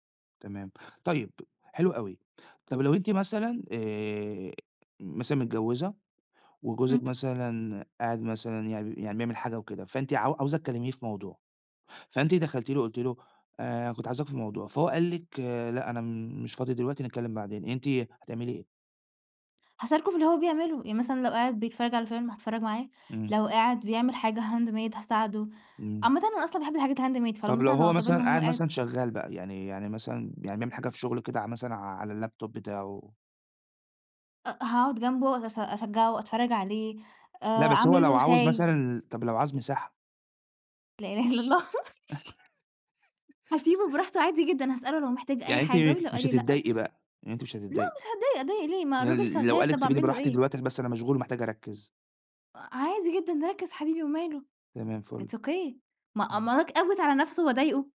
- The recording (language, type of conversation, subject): Arabic, podcast, إزاي تحافظوا على وقت خاص ليكم إنتوا الاتنين وسط الشغل والعيلة؟
- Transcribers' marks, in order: in English: "handmade"; in English: "الhandmade"; in English: "الLaptop"; chuckle; laugh; other noise; in English: "it's okay"